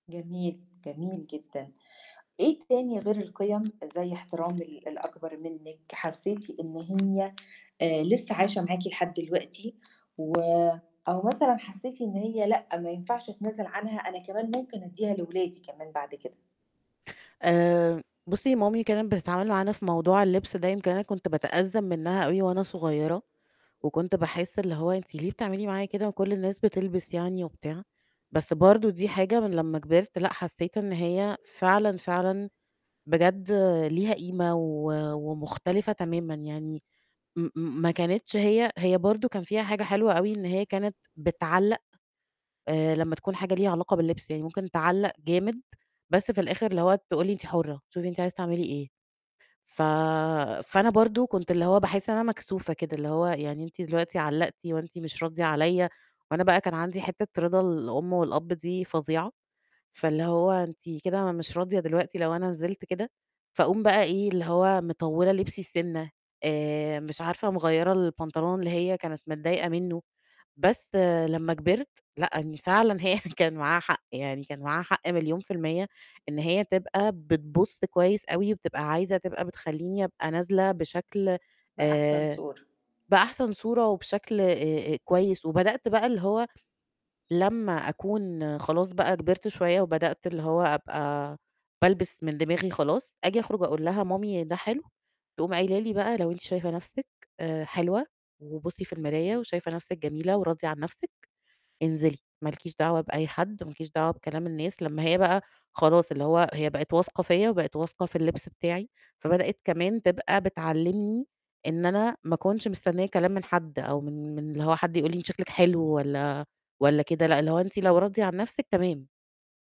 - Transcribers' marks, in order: other background noise; tapping; laughing while speaking: "هي كان معاها حق"
- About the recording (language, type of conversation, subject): Arabic, podcast, إيه القيم اللي اتعلمتها في البيت؟